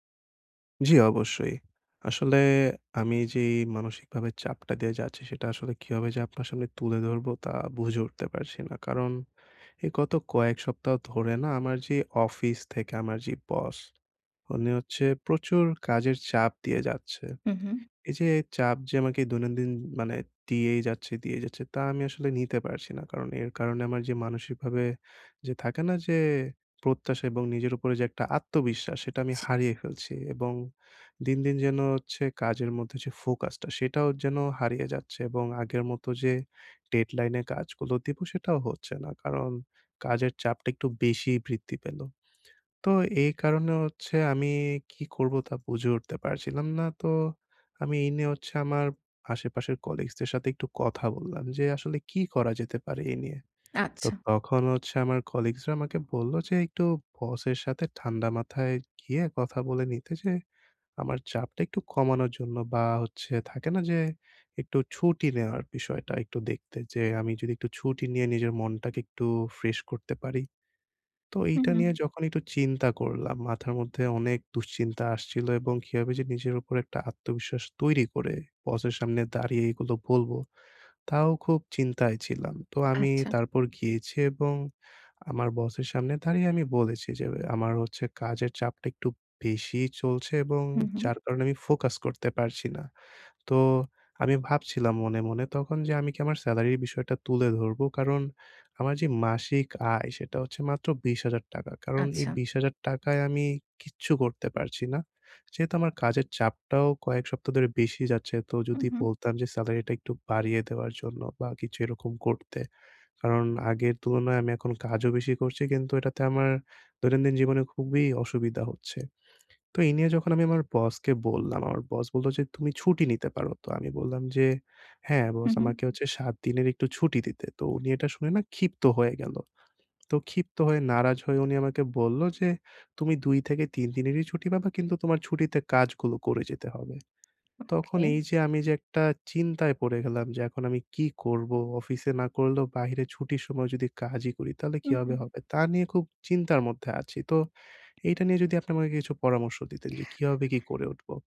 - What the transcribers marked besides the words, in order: tapping
- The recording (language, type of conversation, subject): Bengali, advice, অপরিকল্পিত ছুটিতে আমি কীভাবে দ্রুত ও সহজে চাপ কমাতে পারি?